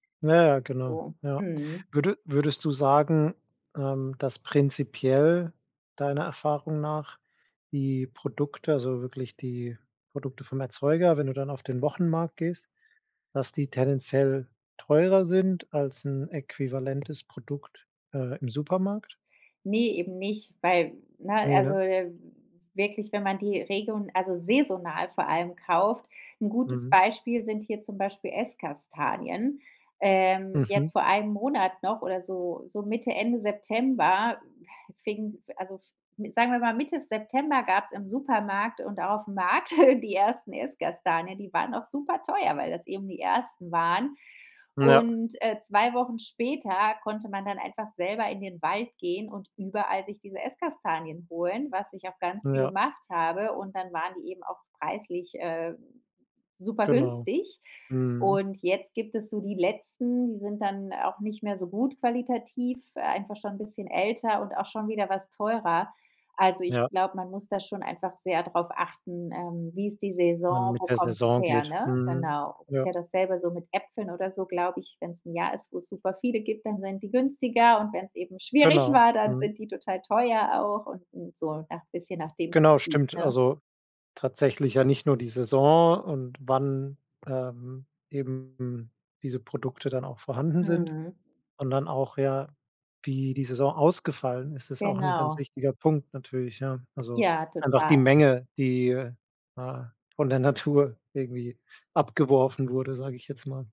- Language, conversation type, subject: German, podcast, Wie planst du deine Ernährung im Alltag?
- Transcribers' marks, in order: other background noise; stressed: "saisonal"; chuckle; tapping; laughing while speaking: "schwierig"